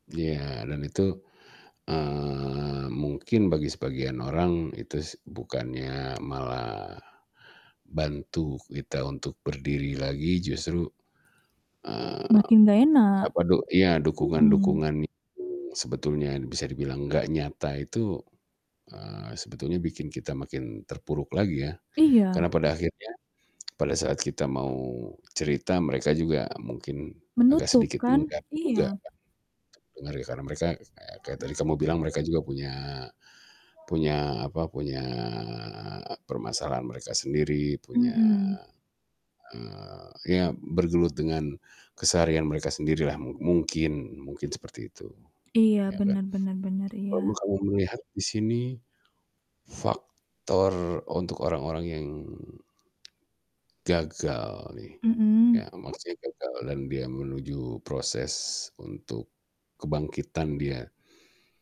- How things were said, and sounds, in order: drawn out: "eee"; distorted speech; other background noise; tapping; background speech; drawn out: "punya"; drawn out: "punya"
- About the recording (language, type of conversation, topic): Indonesian, podcast, Bagaimana biasanya kamu bangkit lagi setelah mengalami kegagalan?